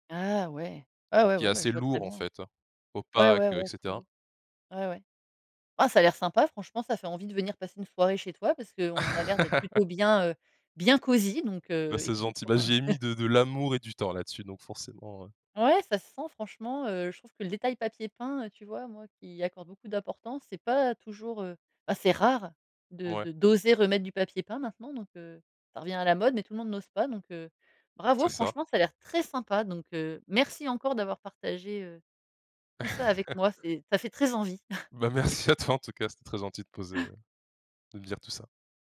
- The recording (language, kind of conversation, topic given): French, podcast, Comment rends-tu ton salon plus cosy le soir ?
- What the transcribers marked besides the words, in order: laugh; stressed: "bien"; chuckle; stressed: "rare"; stressed: "merci"; chuckle; chuckle; laughing while speaking: "Beh, merci à toi"; chuckle